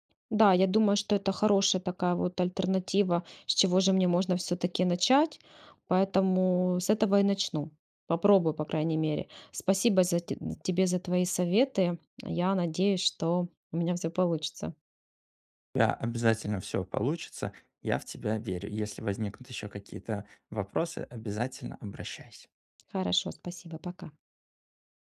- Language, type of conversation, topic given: Russian, advice, Как научиться принимать ошибки как часть прогресса и продолжать двигаться вперёд?
- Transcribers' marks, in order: none